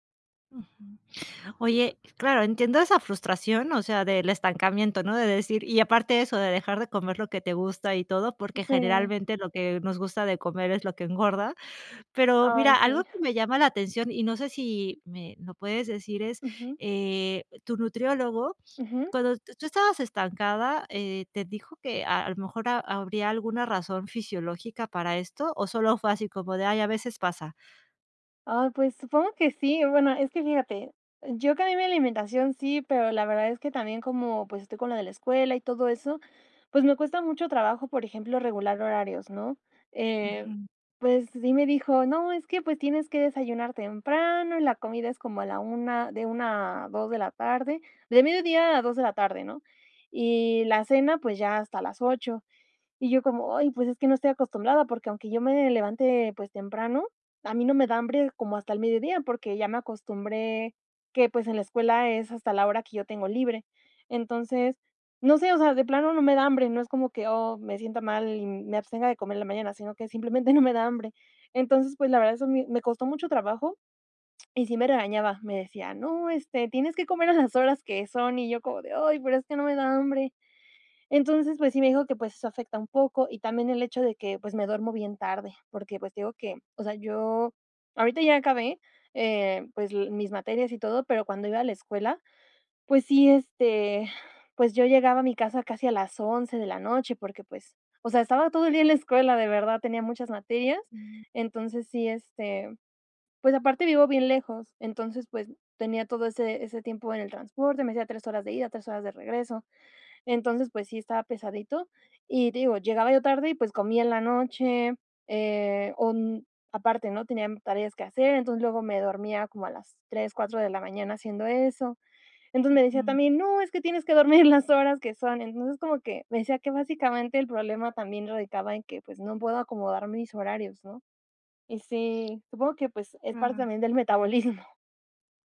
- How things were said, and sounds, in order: chuckle; laughing while speaking: "simplemente"; laughing while speaking: "a las horas"; laughing while speaking: "metabolismo"
- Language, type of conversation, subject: Spanish, advice, ¿Por qué me siento frustrado/a por no ver cambios después de intentar comer sano?